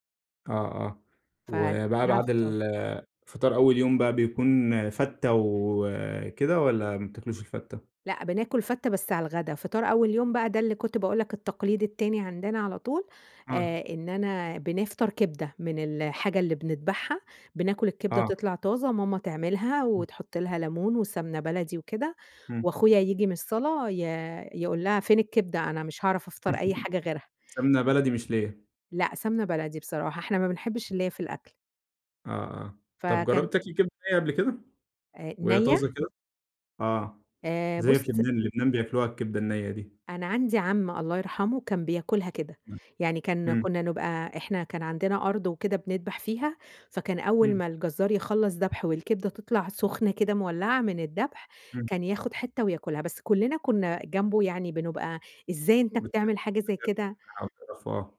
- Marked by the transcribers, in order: other background noise; tapping; laugh; unintelligible speech; unintelligible speech
- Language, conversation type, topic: Arabic, podcast, إيه أكتر ذكرى ليك مرتبطة بأكلة بتحبها؟